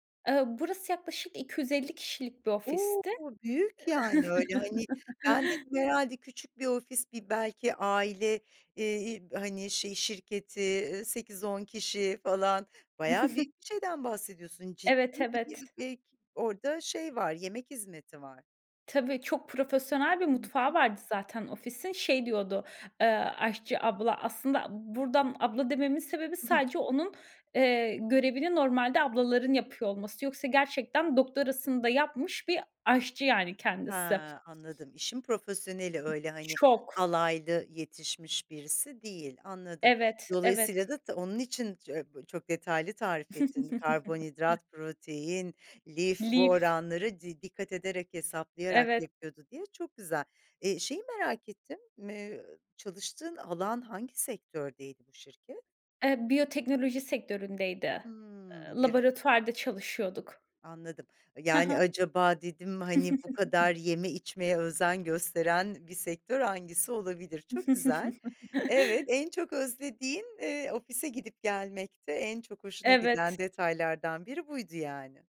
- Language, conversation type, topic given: Turkish, podcast, Uzaktan çalışmanın zorlukları ve avantajları nelerdir?
- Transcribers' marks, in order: chuckle; chuckle; unintelligible speech; other background noise; chuckle; chuckle; chuckle